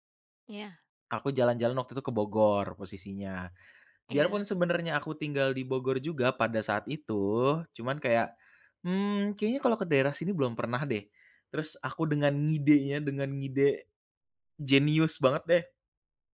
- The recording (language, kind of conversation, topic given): Indonesian, podcast, Apa pengalaman tersesat paling konyol yang pernah kamu alami saat jalan-jalan?
- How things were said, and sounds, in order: other background noise; stressed: "ngidenya"